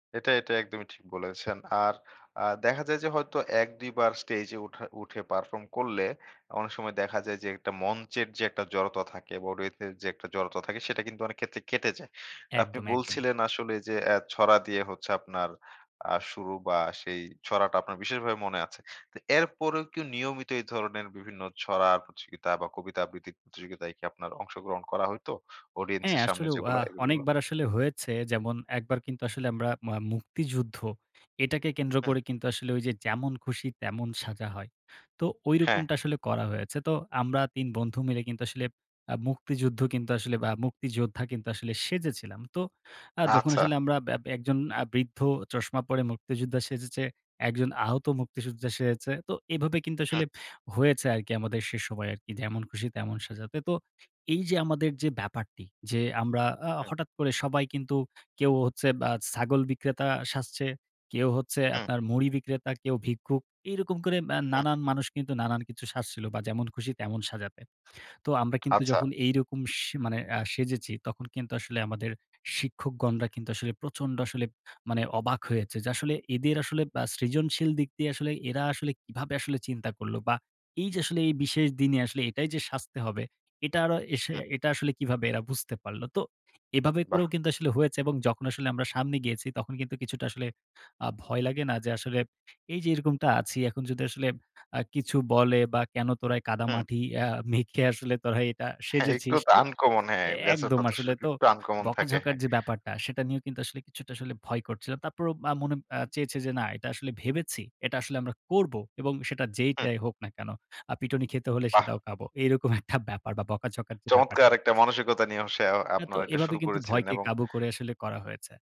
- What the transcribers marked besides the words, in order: in English: "পারফর্ম"; in English: "অডিয়েন্স"; "হঠাৎ" said as "হটাৎ"; tapping; in English: "আনকমন"; unintelligible speech; in English: "আনকমন"; scoff; "হচ্ছে" said as "হসে"
- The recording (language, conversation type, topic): Bengali, podcast, সৃজনশীল কাজ করতে গেলে যে ভয় আসে, তা আপনি কীভাবে মোকাবিলা করেন?